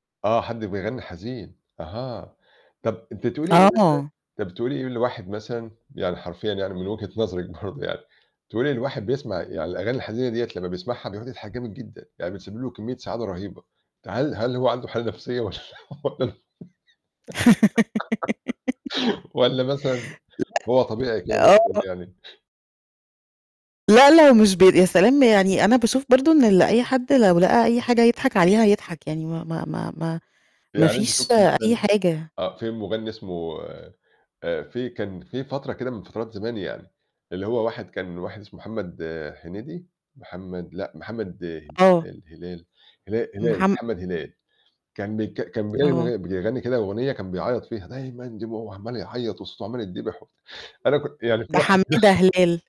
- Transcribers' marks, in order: laughing while speaking: "برضه"; giggle; laughing while speaking: "والّا والّا"; giggle; distorted speech; unintelligible speech; unintelligible speech
- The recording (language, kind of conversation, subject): Arabic, podcast, إيه هي الأغنية اللي بتديك طاقة وبتحمّسك؟